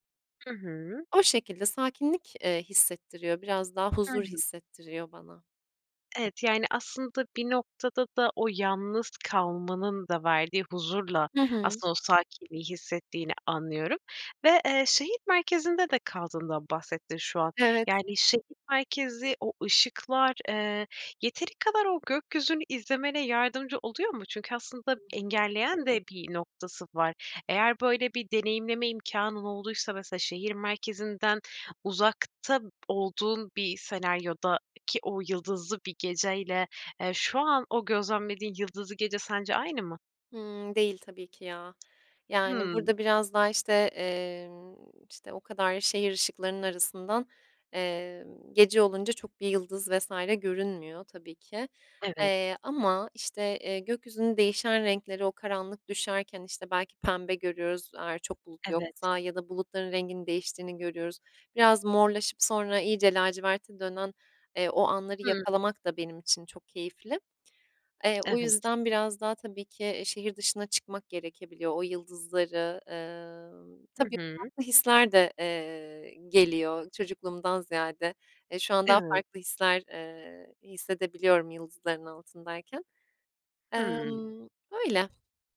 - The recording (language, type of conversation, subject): Turkish, podcast, Yıldızlı bir gece seni nasıl hissettirir?
- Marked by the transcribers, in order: other background noise; tapping